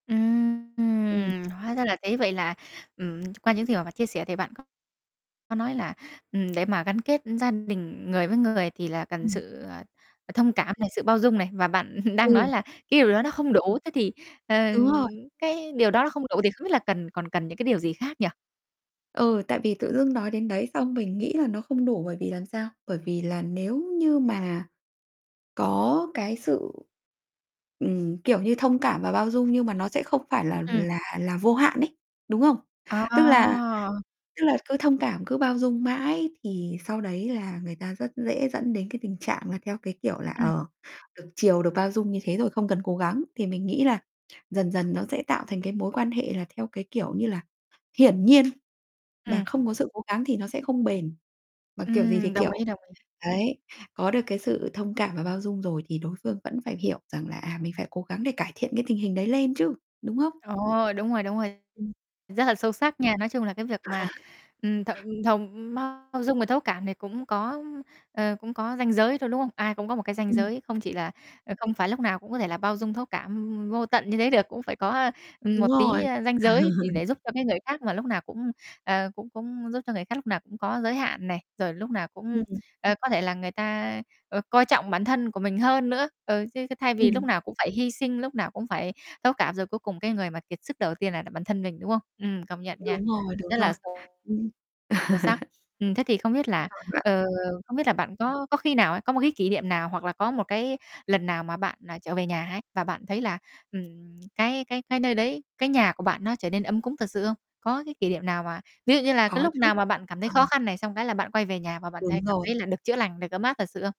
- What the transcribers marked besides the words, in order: distorted speech; tapping; chuckle; other background noise; drawn out: "À!"; chuckle; laugh; laugh; unintelligible speech; static
- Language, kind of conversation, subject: Vietnamese, podcast, Theo bạn, điều gì khiến một ngôi nhà thực sự trở thành nhà?